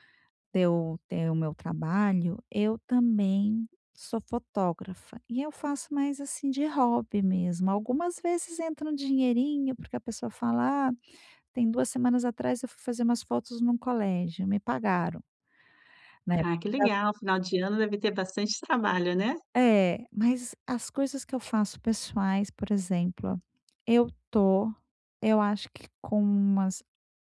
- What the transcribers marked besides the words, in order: none
- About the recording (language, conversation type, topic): Portuguese, advice, Como posso organizar minhas prioridades quando tudo parece urgente demais?